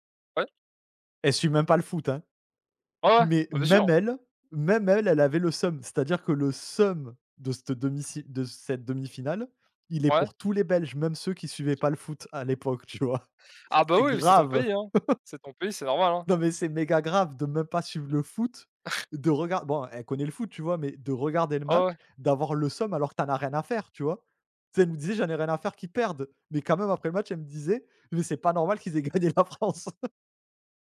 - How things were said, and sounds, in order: tapping; laughing while speaking: "tu vois ?"; laugh; chuckle; laughing while speaking: "gagné la France"; laugh
- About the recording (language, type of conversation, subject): French, unstructured, Quel événement historique te rappelle un grand moment de bonheur ?